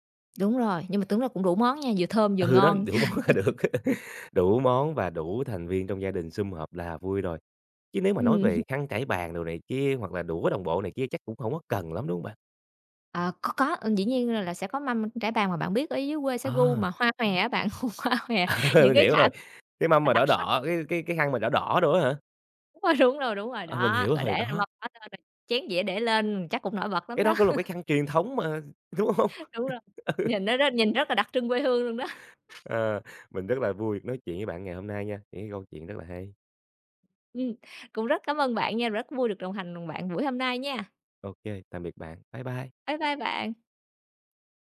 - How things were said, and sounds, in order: tapping; laughing while speaking: "Ừ, đó, đủ món là được"; laugh; other background noise; laugh; laughing while speaking: "Ừm"; laugh; laughing while speaking: "gu hoa hòe những cái thảm"; laughing while speaking: "Đúng rồi"; laughing while speaking: "đó"; laugh; laughing while speaking: "Đúng rồi, nhìn nó rất"; laughing while speaking: "đúng hông?"; laugh; chuckle; laughing while speaking: "đó"
- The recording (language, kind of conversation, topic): Vietnamese, podcast, Làm sao để bày một mâm cỗ vừa đẹp mắt vừa ấm cúng, bạn có gợi ý gì không?
- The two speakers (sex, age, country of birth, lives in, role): female, 30-34, Vietnam, Vietnam, guest; male, 20-24, Vietnam, Vietnam, host